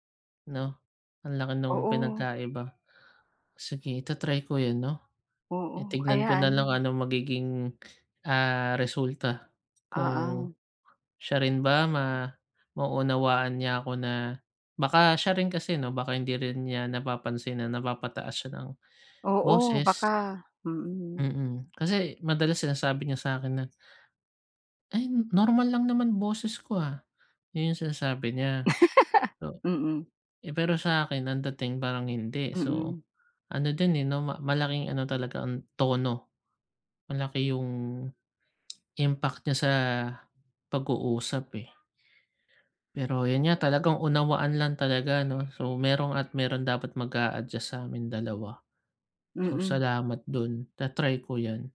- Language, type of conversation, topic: Filipino, advice, Paano ko tatanggapin ang konstruktibong puna nang hindi nasasaktan at matuto mula rito?
- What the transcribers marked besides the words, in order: laugh; tapping; horn